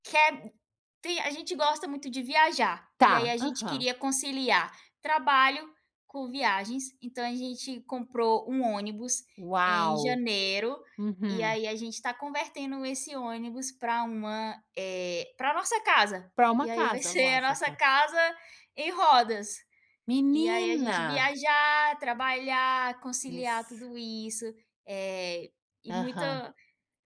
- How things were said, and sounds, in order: none
- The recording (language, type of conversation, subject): Portuguese, unstructured, Você acha importante planejar o futuro? Por quê?